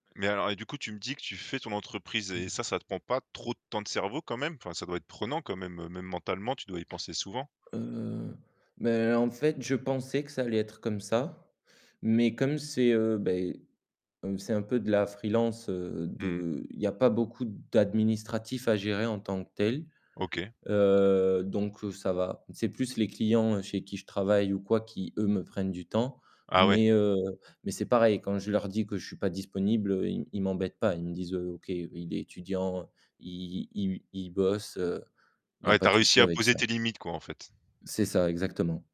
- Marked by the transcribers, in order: tapping; distorted speech; stressed: "eux"
- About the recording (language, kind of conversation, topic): French, podcast, Comment trouves-tu l’équilibre entre le travail et la vie personnelle ?